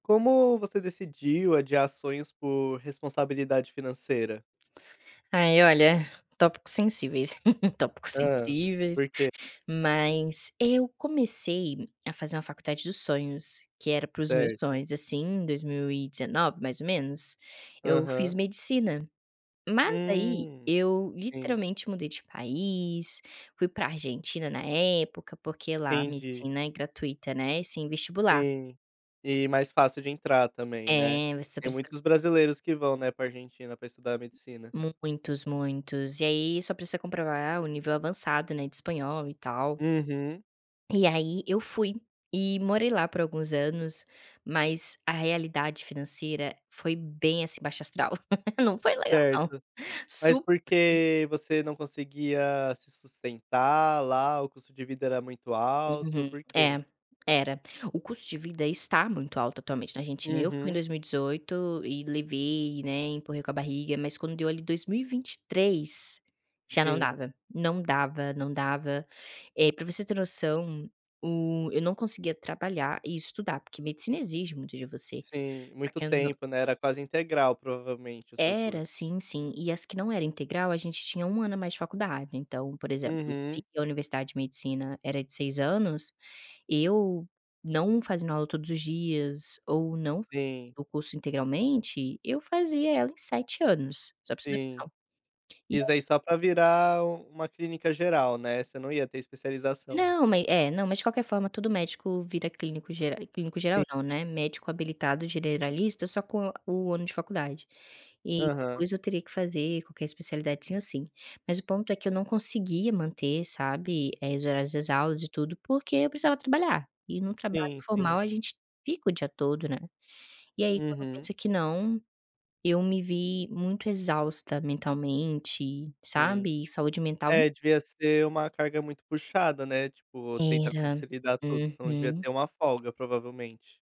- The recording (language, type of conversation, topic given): Portuguese, podcast, Como você decidiu adiar um sonho para colocar as contas em dia?
- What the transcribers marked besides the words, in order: tapping; chuckle; chuckle; "consolidar" said as "consilidar"